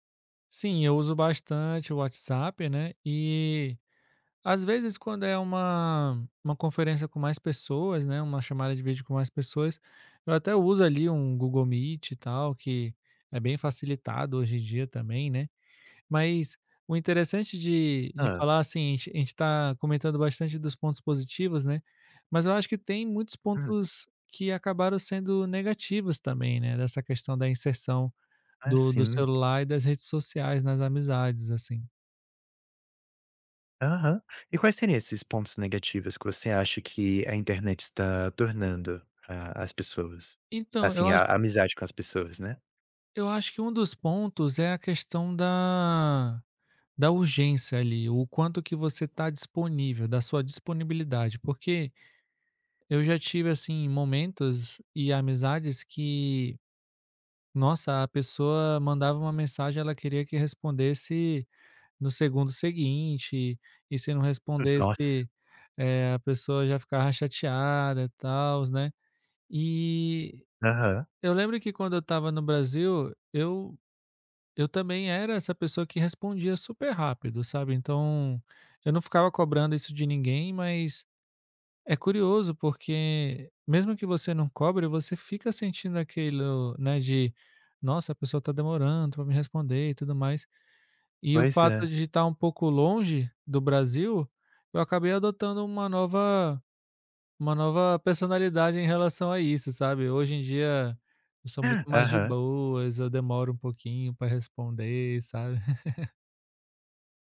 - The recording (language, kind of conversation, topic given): Portuguese, podcast, Como o celular e as redes sociais afetam suas amizades?
- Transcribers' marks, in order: tapping; other noise; chuckle